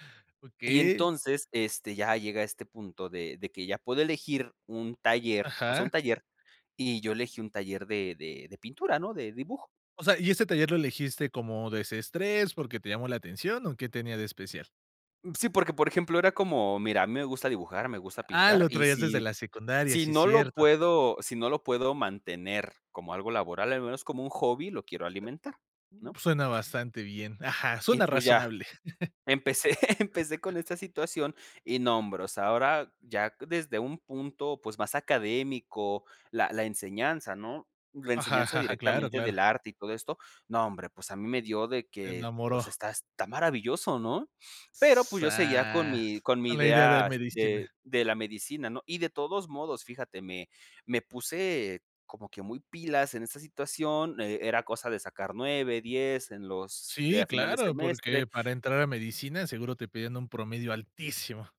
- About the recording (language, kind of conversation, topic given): Spanish, podcast, ¿Un error terminó convirtiéndose en una bendición para ti?
- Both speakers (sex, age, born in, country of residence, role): male, 20-24, Mexico, Mexico, guest; male, 30-34, Mexico, Mexico, host
- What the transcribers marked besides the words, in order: tapping; other background noise; other noise; laughing while speaking: "Empecé"; chuckle